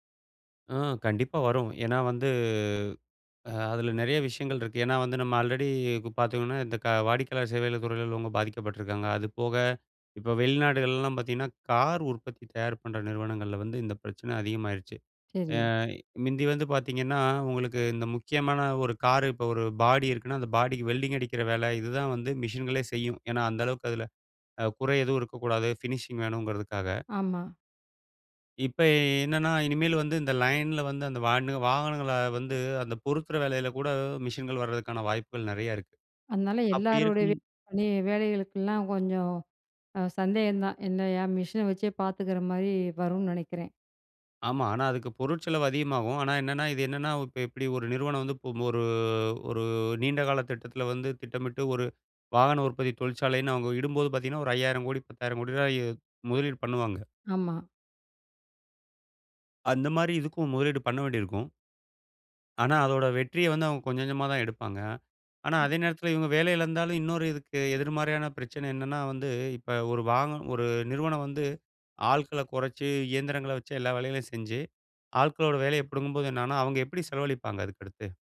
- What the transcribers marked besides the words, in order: other background noise; in English: "ஃபினிஷிங்"; unintelligible speech; drawn out: "ஒரு"; tapping
- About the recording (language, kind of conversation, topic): Tamil, podcast, எதிர்காலத்தில் செயற்கை நுண்ணறிவு நம் வாழ்க்கையை எப்படிப் மாற்றும்?